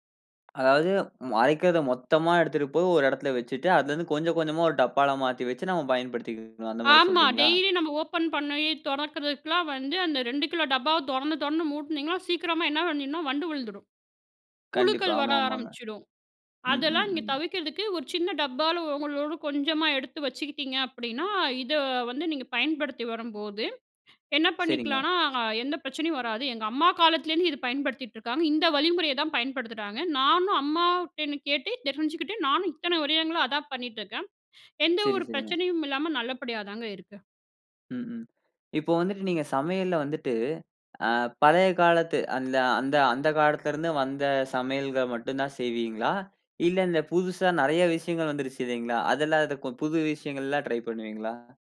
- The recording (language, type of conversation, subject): Tamil, podcast, சமையல் செய்யும் போது உங்களுக்குத் தனி மகிழ்ச்சி ஏற்படுவதற்குக் காரணம் என்ன?
- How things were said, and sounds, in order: other background noise; "வருடங்களா" said as "வருயங்கலா"; "இருக்கும்" said as "இதுக்கும்"; in English: "ட்ரை"